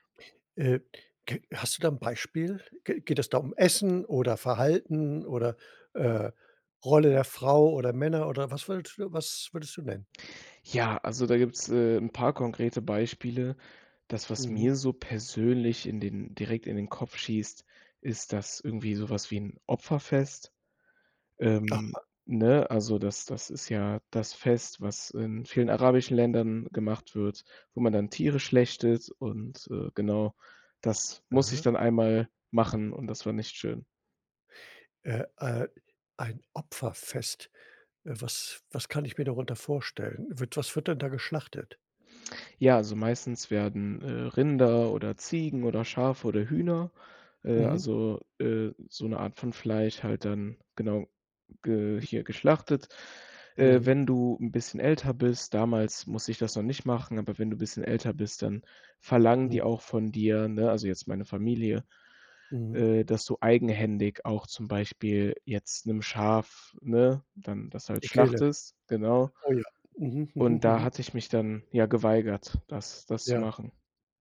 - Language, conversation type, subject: German, podcast, Hast du dich schon einmal kulturell fehl am Platz gefühlt?
- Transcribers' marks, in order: stressed: "Essen"; other background noise; anticipating: "Ja"; "schlachtet" said as "schlächtet"; other noise